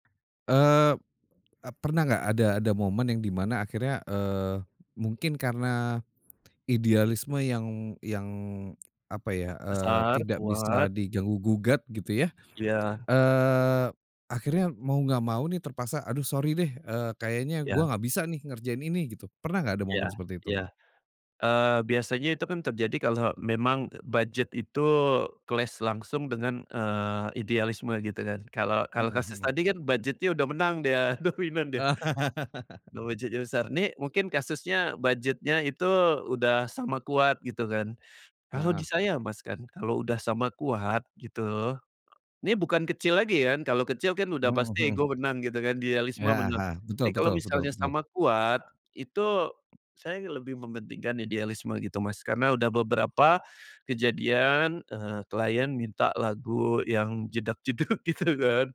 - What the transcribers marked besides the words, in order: other background noise; tapping; in English: "clash"; laughing while speaking: "dominan"; laugh; laughing while speaking: "gitu kan"
- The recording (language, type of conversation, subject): Indonesian, podcast, Bagaimana kamu menyeimbangkan kebutuhan komersial dan kreativitas?